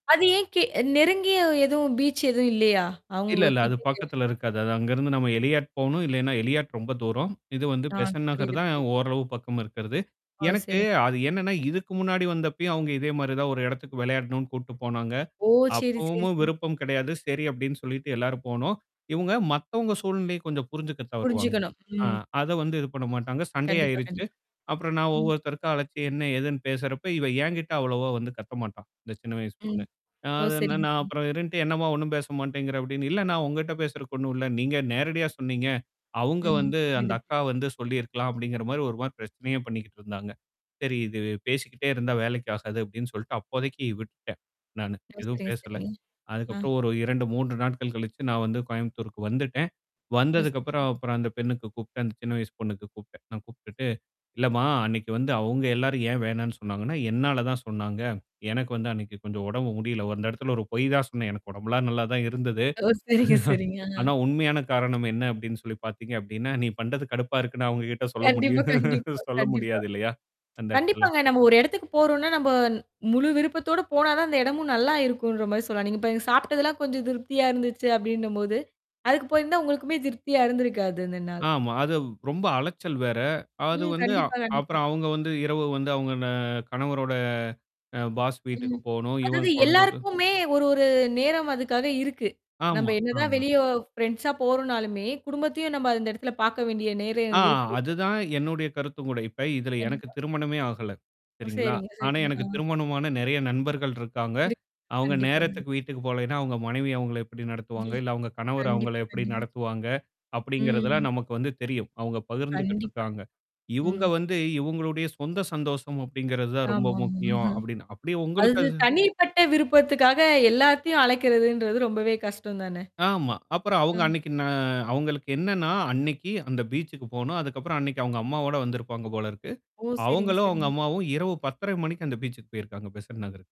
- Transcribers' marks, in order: other noise; distorted speech; static; mechanical hum; other background noise; laughing while speaking: "சரிங்க, சரிங்க"; chuckle; laughing while speaking: "கண்டிப்பா, கண்டிப்பா"; laugh; tapping; drawn out: "கணவரோட"; in English: "பாஸ்"; chuckle; chuckle
- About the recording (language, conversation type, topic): Tamil, podcast, கருத்து வேறுபாடுகளை நீங்கள் அமைதியாக எப்படிச் சமாளிப்பீர்கள்?